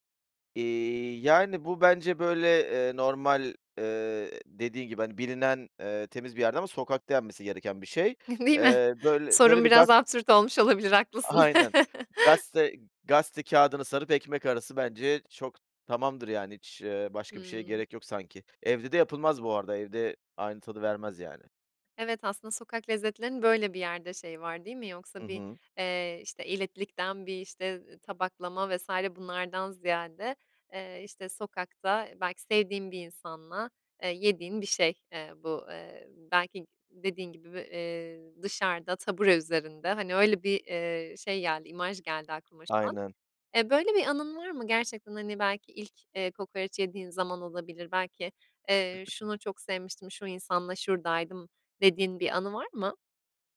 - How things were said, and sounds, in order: laughing while speaking: "Değil mi?"; chuckle; other background noise
- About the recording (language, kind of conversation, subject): Turkish, podcast, Sokak lezzetleri arasında en sevdiğin hangisiydi ve neden?